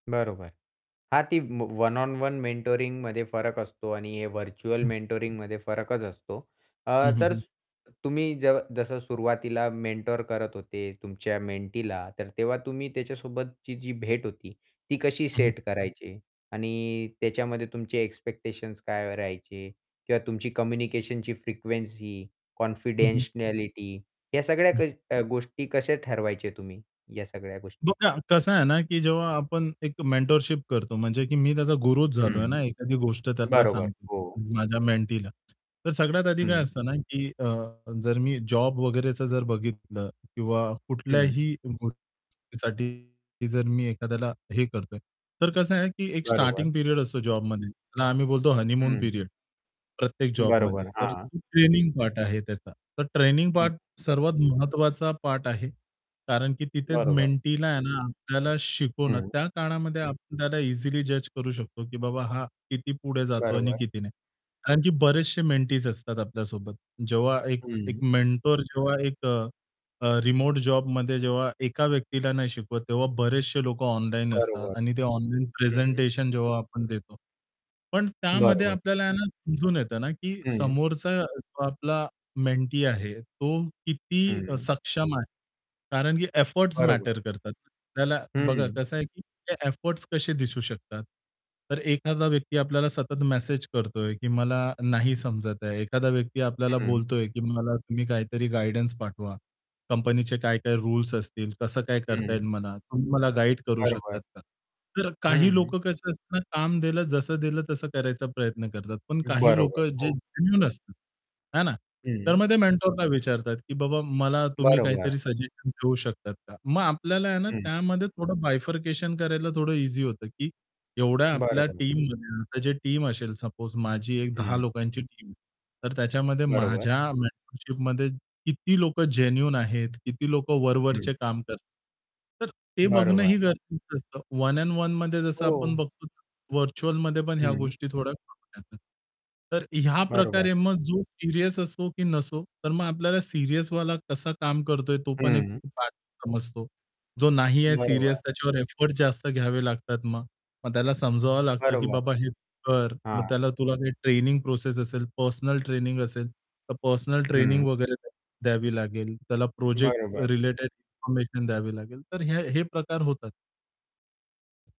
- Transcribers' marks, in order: static; in English: "वन ऑन वन मेंटोरिंगमध्ये"; in English: "व्हर्चुअल मेंटोरिंगमध्ये"; other background noise; distorted speech; in English: "मेंटर"; in English: "कॉन्फिडेन्शियलिटी"; in English: "मेंटरशिप"; in English: "मेंटीज"; in English: "मेंटर"; in English: "मेंटी"; in English: "जेन्युइन"; in English: "मेंटरला"; in English: "सजेशन"; unintelligible speech; in English: "टीम"; in English: "टीम"; in English: "मेंटरशिपमध्ये"; in English: "जेन्युइन"; in English: "व्हर्चुअलमध्ये"; in English: "एफर्ट"
- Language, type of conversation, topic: Marathi, podcast, दूरस्थ कामात मार्गदर्शन अधिक प्रभावी कसे करता येईल?